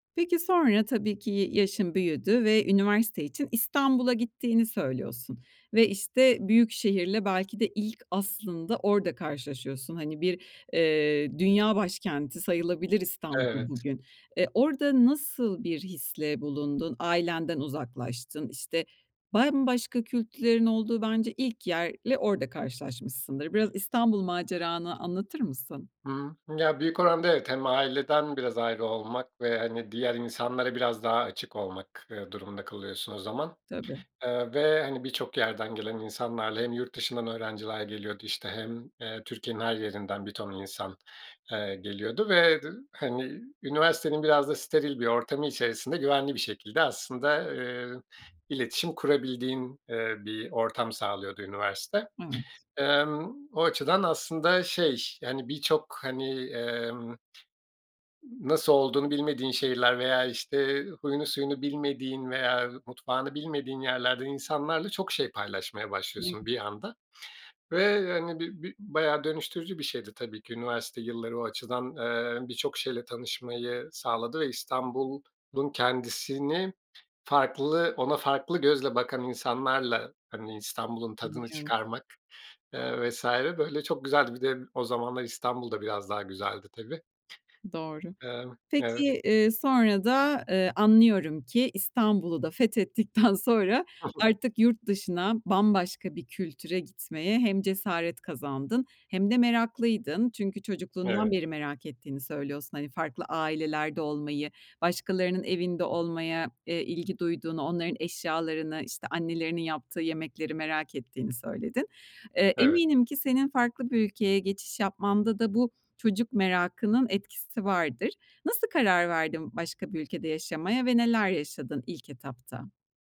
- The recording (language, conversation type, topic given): Turkish, podcast, Çok kültürlü olmak seni nerede zorladı, nerede güçlendirdi?
- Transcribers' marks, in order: "bambaşka" said as "baymbaşka"; tapping; other background noise; other noise; laughing while speaking: "fethettikten"; unintelligible speech